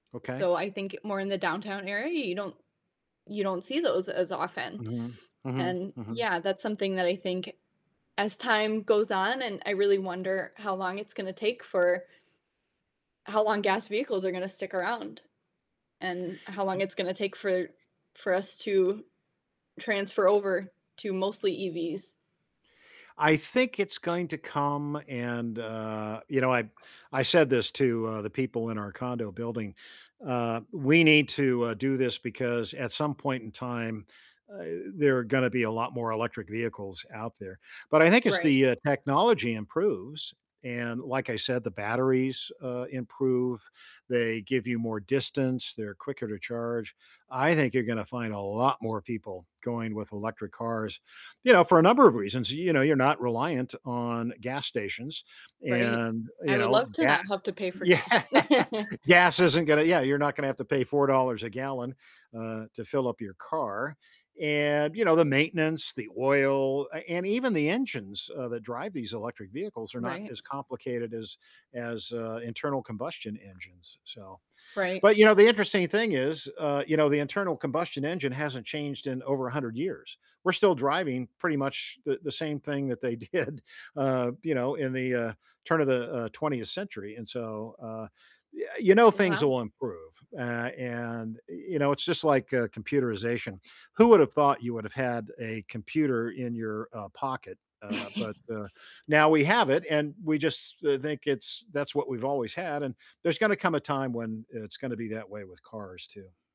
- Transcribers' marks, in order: distorted speech; static; other background noise; background speech; laughing while speaking: "Yeah"; laugh; laughing while speaking: "did"; chuckle
- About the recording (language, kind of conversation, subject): English, unstructured, How could cities become more eco-friendly?